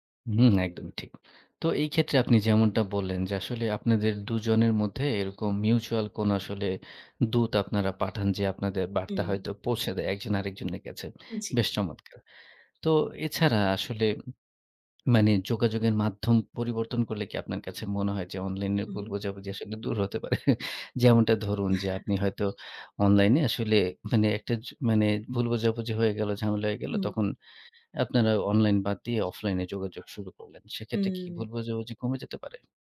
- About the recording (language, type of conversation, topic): Bengali, podcast, অনলাইনে ভুল বোঝাবুঝি হলে তুমি কী করো?
- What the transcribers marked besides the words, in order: chuckle